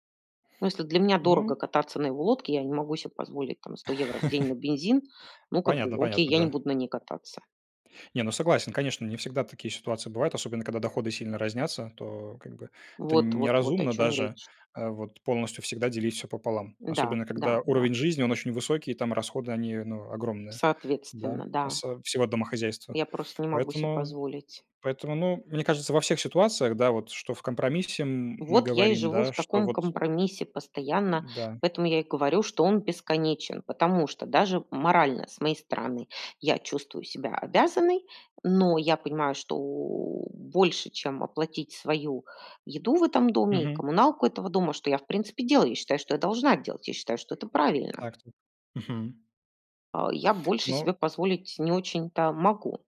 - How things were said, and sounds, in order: chuckle; tapping; grunt
- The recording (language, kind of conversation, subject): Russian, unstructured, Что для тебя значит компромисс?